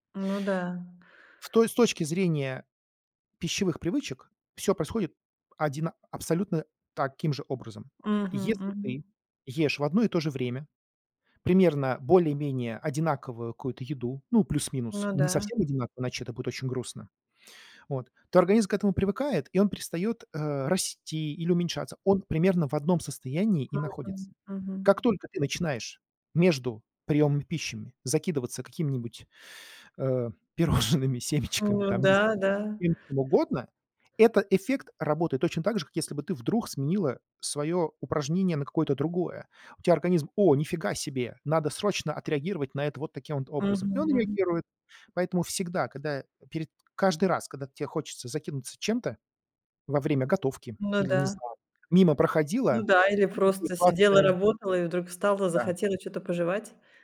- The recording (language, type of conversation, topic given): Russian, advice, Почему меня тревожит путаница из-за противоречивых советов по питанию?
- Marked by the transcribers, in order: other background noise; laughing while speaking: "пирожными, семечками"; tapping